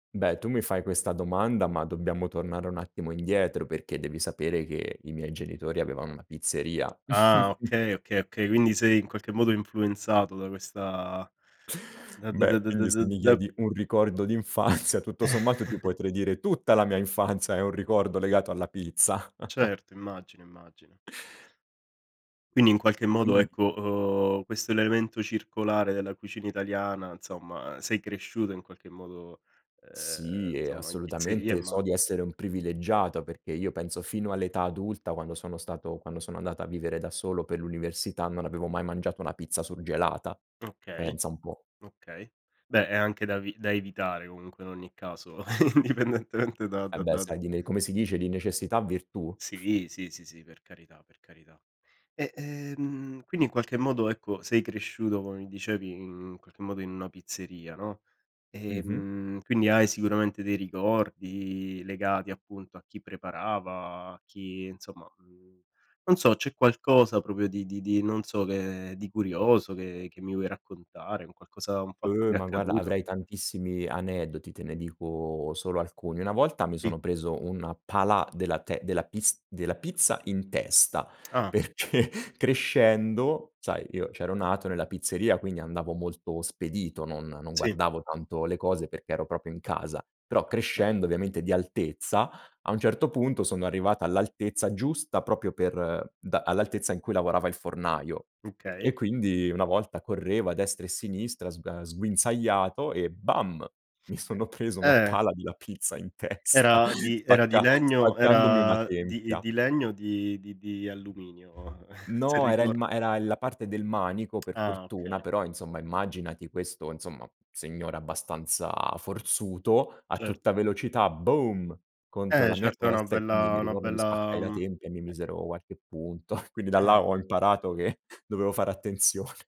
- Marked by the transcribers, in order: chuckle; inhale; tapping; laughing while speaking: "infanzia"; chuckle; stressed: "tutta"; chuckle; inhale; chuckle; laughing while speaking: "indipendentemente"; exhale; "proprio" said as "propio"; laughing while speaking: "perché"; laughing while speaking: "testa"; other background noise; chuckle; lip smack; chuckle; laughing while speaking: "attenzione"
- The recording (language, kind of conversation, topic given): Italian, podcast, Qual è il tuo comfort food italiano per eccellenza?